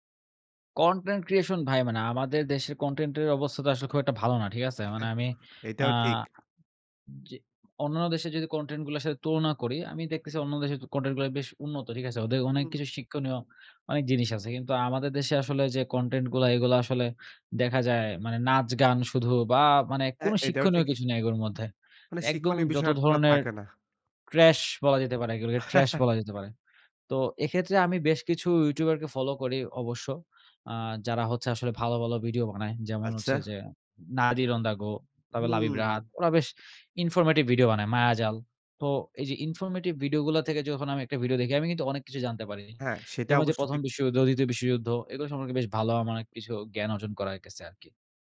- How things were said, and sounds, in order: in English: "creation"; chuckle; in English: "trash"; "বিষয়টা" said as "বিষয়টটা"; in English: "trash"; chuckle; in English: "informative"; in English: "informative"
- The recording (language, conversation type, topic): Bengali, podcast, নিরাপত্তা বজায় রেখে অনলাইন উপস্থিতি বাড়াবেন কীভাবে?